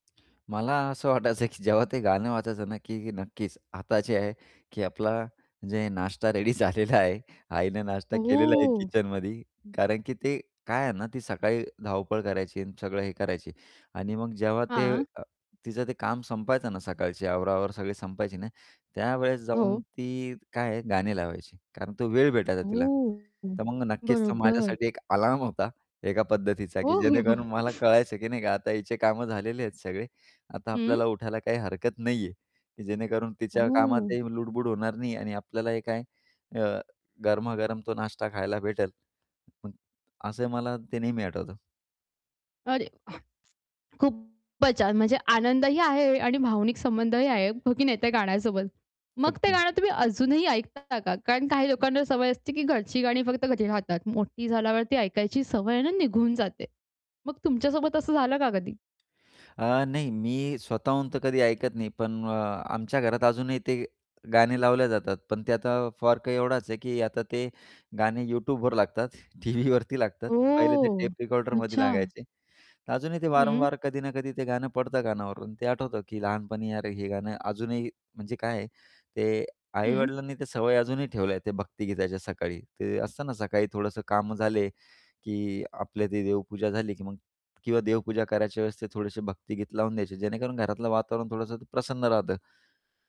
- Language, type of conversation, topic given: Marathi, podcast, कुटुंबात गायली जाणारी गाणी ऐकली की तुम्हाला काय आठवतं?
- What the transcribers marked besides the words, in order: laughing while speaking: "की"; in English: "रेडी"; laughing while speaking: "झालेला"; distorted speech; drawn out: "हो"; mechanical hum; laughing while speaking: "हो, हो, हो"; static; tapping; other background noise; "फरक" said as "फर्क"; laughing while speaking: "टीव्हीवरती"